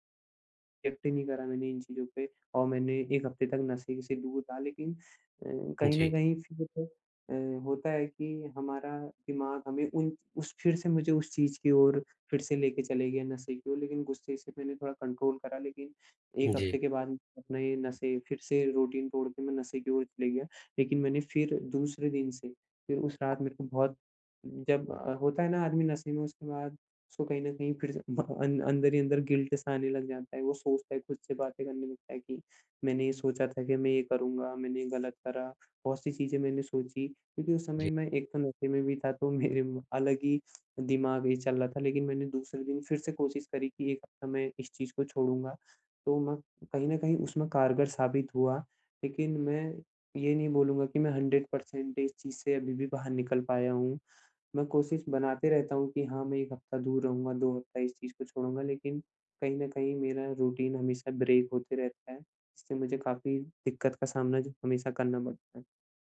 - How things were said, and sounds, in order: in English: "रिएक्ट"; in English: "कंट्रोल"; in English: "रूटीन"; in English: "गिल्ट"; laughing while speaking: "तो मेरे"; in English: "हंड्रेड परसेंट"; in English: "रूटीन"; in English: "ब्रेक"
- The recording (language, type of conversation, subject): Hindi, advice, आदतों में बदलाव